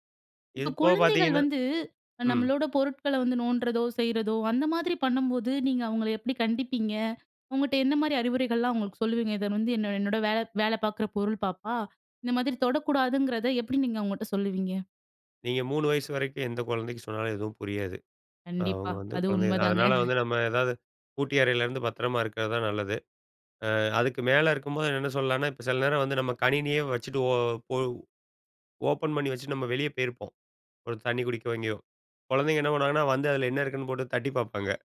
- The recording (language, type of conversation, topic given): Tamil, podcast, குழந்தைகள் இருக்கும்போது வேலை நேரத்தை எப்படிப் பாதுகாக்கிறீர்கள்?
- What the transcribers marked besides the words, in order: chuckle